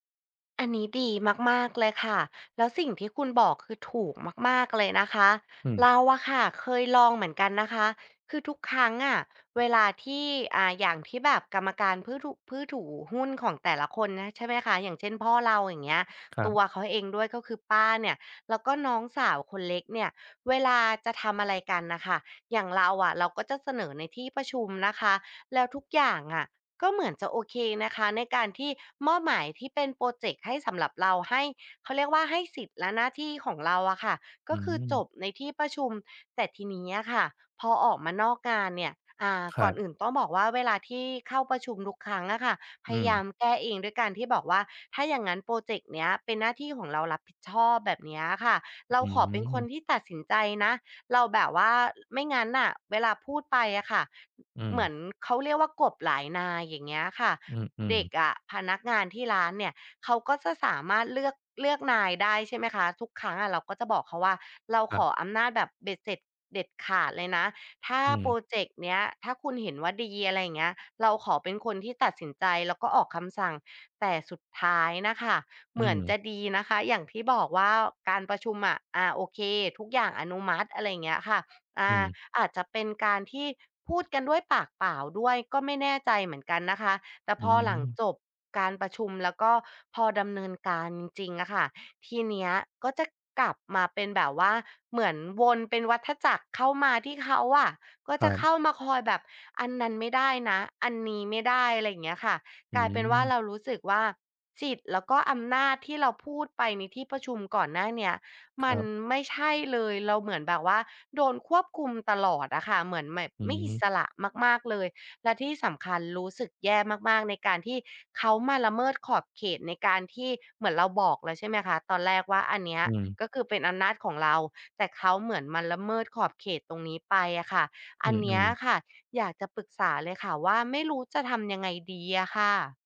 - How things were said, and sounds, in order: "ผู้ถือ" said as "พื่อถู"; other background noise; other noise
- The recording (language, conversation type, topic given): Thai, advice, คุณควรตั้งขอบเขตและรับมือกับญาติที่ชอบควบคุมและละเมิดขอบเขตอย่างไร?
- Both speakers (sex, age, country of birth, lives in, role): female, 35-39, Thailand, Thailand, user; male, 25-29, Thailand, Thailand, advisor